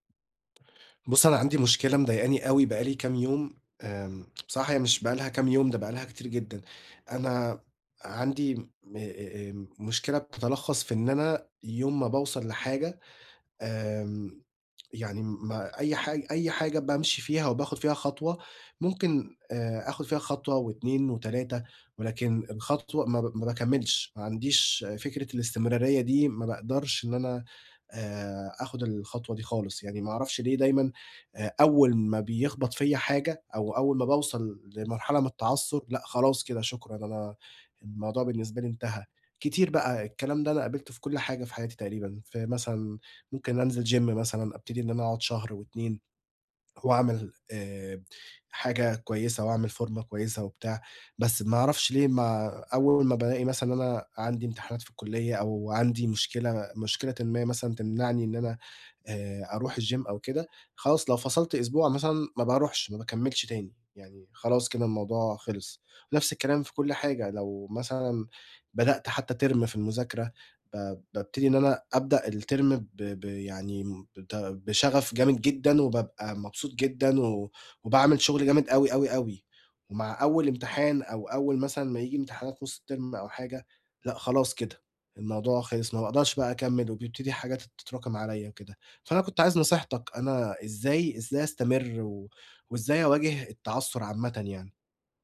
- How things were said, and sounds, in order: in English: "Gym"; in English: "الGym"; in English: "Term"; in English: "الTerm"; in English: "الTerm"
- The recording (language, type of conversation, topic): Arabic, advice, إزاي أكمّل تقدّمي لما أحس إني واقف ومش بتقدّم؟
- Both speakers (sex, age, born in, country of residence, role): male, 20-24, Egypt, Egypt, advisor; male, 25-29, Egypt, Egypt, user